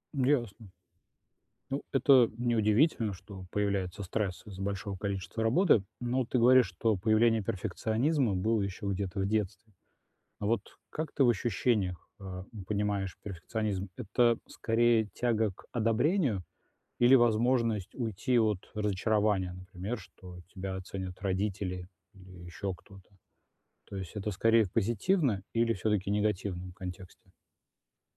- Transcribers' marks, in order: none
- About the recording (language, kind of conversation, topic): Russian, advice, Как мне управлять стрессом, не борясь с эмоциями?